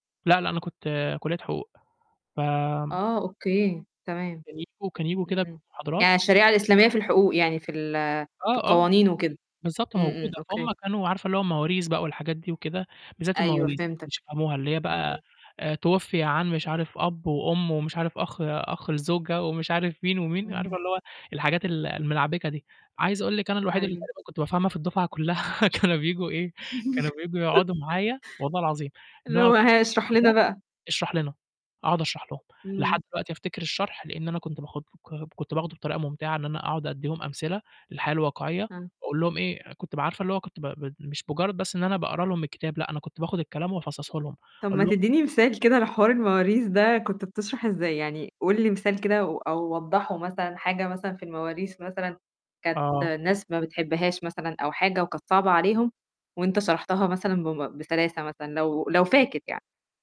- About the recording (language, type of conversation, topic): Arabic, podcast, إزاي تخلي المذاكرة ممتعة بدل ما تبقى واجب؟
- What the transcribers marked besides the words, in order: static; tapping; laughing while speaking: "كلّها، كانوا بييجوا إيه"; chuckle; unintelligible speech; unintelligible speech